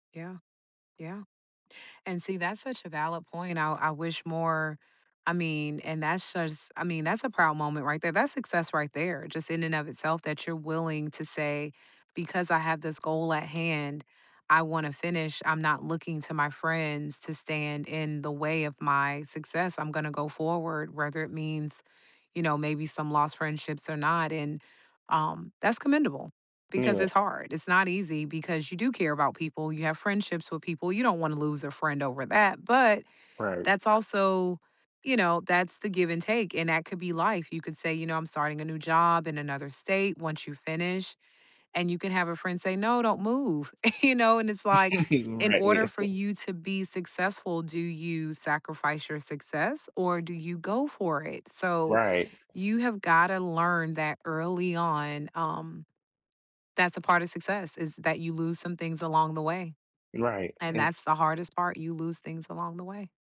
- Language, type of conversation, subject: English, unstructured, What does success at work mean to you?
- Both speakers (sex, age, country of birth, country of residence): female, 40-44, United States, United States; male, 20-24, United States, United States
- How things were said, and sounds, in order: chuckle; laughing while speaking: "here"; laughing while speaking: "You"; other background noise